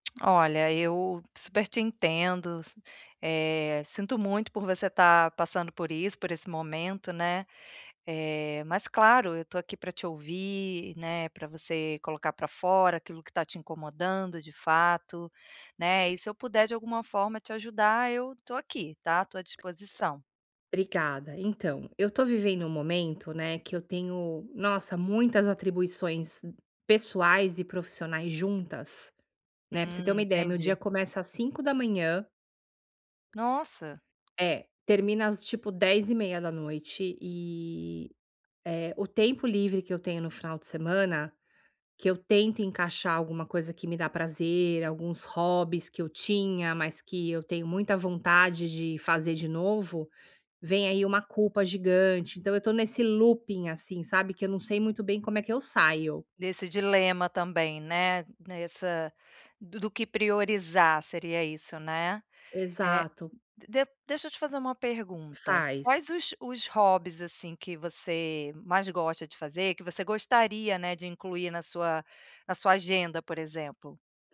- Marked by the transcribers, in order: in English: "looping"
- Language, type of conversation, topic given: Portuguese, advice, Como posso encontrar tempo e motivação para meus hobbies?